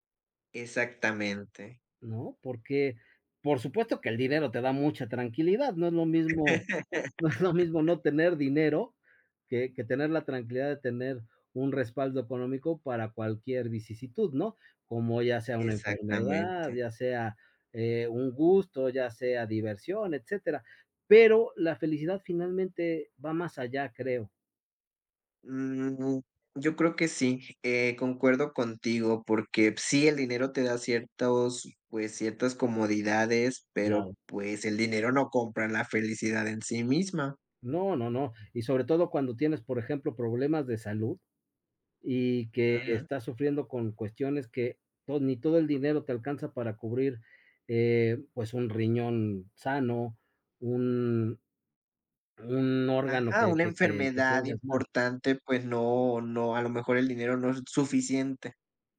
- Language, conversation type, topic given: Spanish, unstructured, ¿Crees que el dinero compra la felicidad?
- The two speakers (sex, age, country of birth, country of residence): male, 30-34, Mexico, Mexico; male, 50-54, Mexico, Mexico
- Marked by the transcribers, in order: laugh; laughing while speaking: "no es lo"